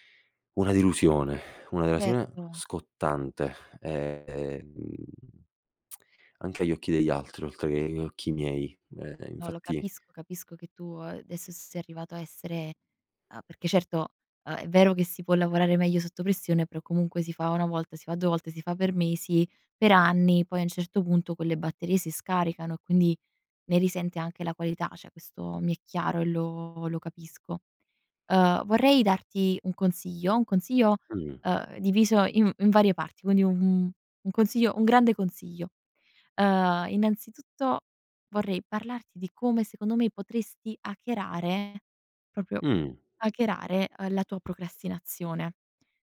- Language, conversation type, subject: Italian, advice, Come posso smettere di procrastinare su un progetto importante fino all'ultimo momento?
- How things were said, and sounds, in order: sad: "una dilusione"; "delusione" said as "dilusione"; lip smack; "Cioè" said as "ceh"; "proprio" said as "propio"